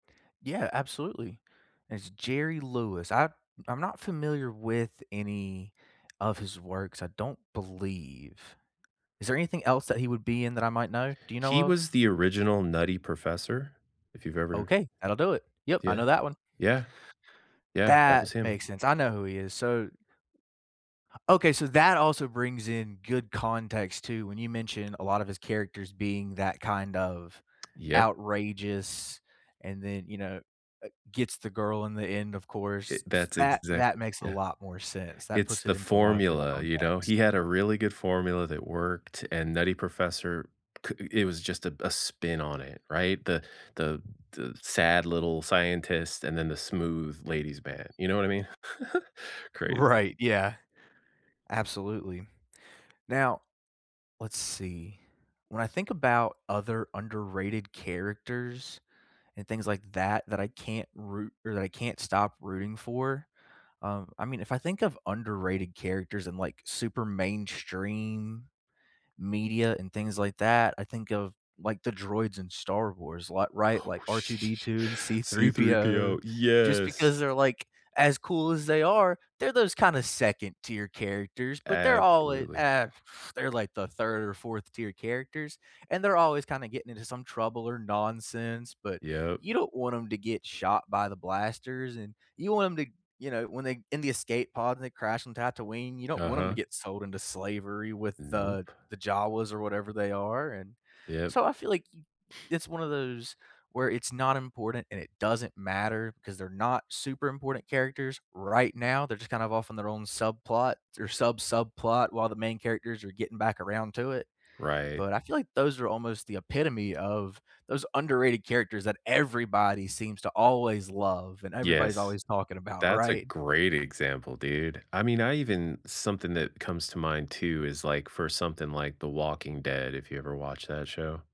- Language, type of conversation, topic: English, unstructured, Who is an underrated character from any show, movie, book, or game that you can’t stop rooting for, and why?
- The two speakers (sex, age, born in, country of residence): male, 25-29, United States, United States; male, 50-54, United States, United States
- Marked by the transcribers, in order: tapping; chuckle; laughing while speaking: "Right"; laughing while speaking: "sh"; blowing; stressed: "everybody"